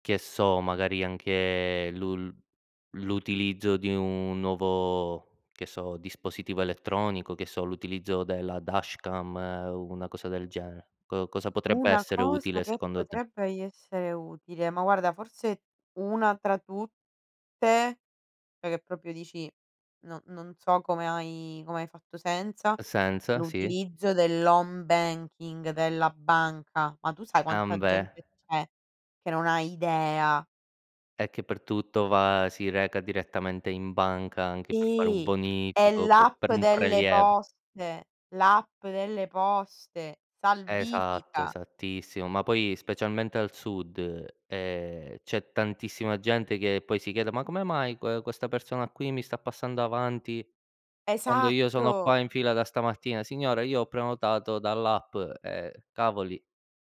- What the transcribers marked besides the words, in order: tapping; "cioè" said as "ceh"; "proprio" said as "propio"; other background noise
- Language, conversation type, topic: Italian, unstructured, Hai mai imparato qualcosa che ti ha cambiato la giornata?